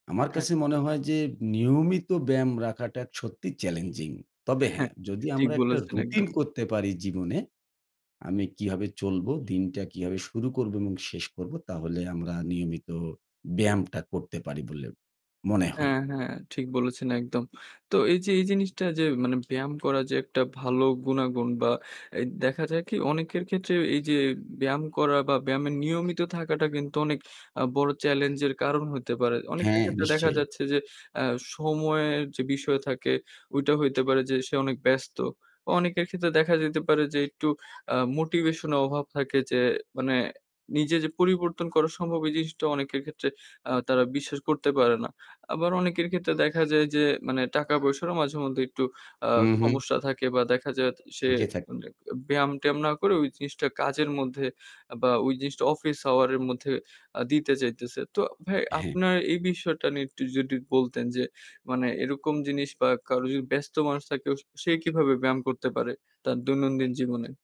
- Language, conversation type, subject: Bengali, podcast, ব্যায়াম নিয়মিত করার জন্য কী কী টিপস দিতে পারেন?
- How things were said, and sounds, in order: static; other background noise